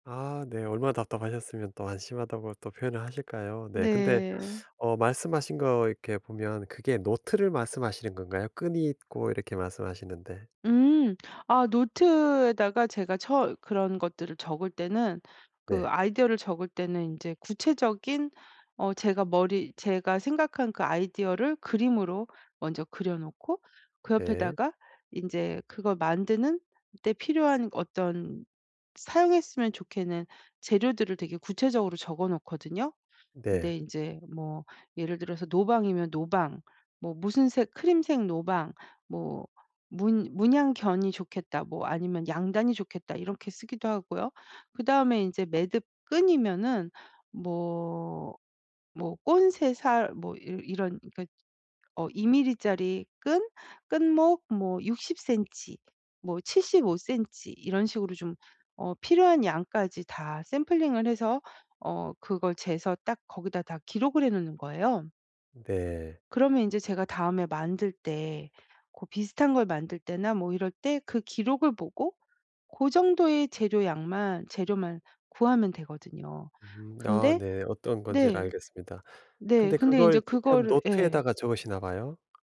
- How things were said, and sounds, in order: tapping; other background noise
- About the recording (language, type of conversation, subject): Korean, advice, 아이디어를 빠르게 기록하고 나중에 쉽게 찾도록 정리하려면 어떻게 해야 하나요?